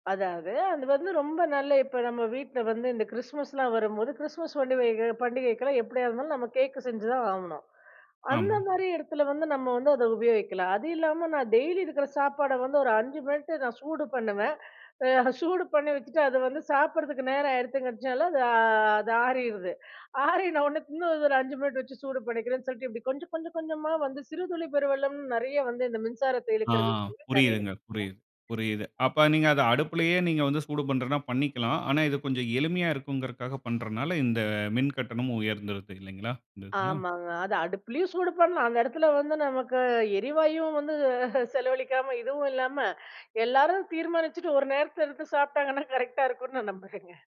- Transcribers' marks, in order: chuckle; drawn out: "அது"; chuckle; unintelligible speech; other noise; chuckle; laughing while speaking: "சாப்பிட்டாங்கன்னா, கரெக்ட்டா இருக்கும்னு நான் நம்புறேங்க"
- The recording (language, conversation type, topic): Tamil, podcast, வீட்டில் மின்சார பயன்பாட்டை குறைக்க எந்த எளிய பழக்கங்களை பின்பற்றலாம்?